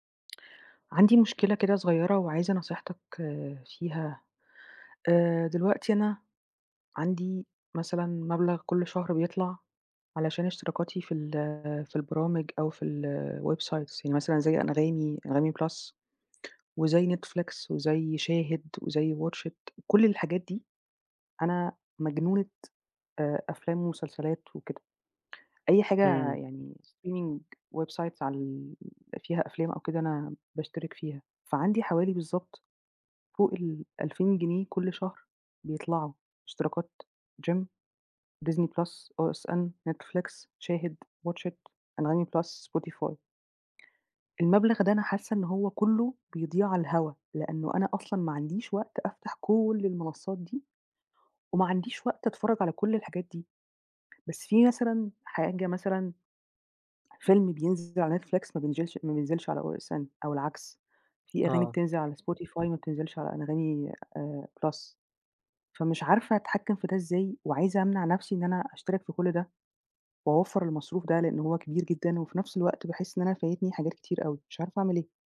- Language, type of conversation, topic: Arabic, advice, إزاي أسيطر على الاشتراكات الشهرية الصغيرة اللي بتتراكم وبتسحب من ميزانيتي؟
- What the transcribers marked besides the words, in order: in English: "الwebsites"; in English: "streaming websites"; in English: "Gym"